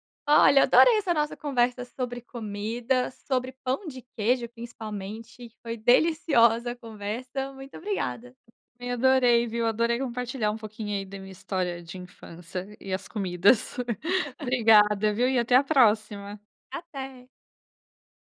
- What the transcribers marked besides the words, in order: tapping; other background noise; laugh
- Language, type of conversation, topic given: Portuguese, podcast, Que comidas da infância ainda fazem parte da sua vida?